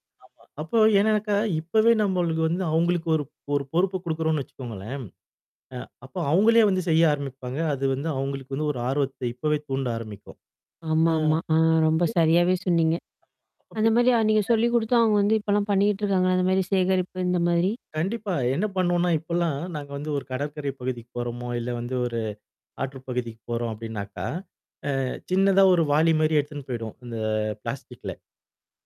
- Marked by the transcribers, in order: static; other noise; in English: "பிளாஸ்டிக்ல"
- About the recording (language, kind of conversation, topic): Tamil, podcast, சின்னப் பிள்ளையாய் இருந்தபோது நீங்கள் எதைச் சேகரித்தீர்கள்?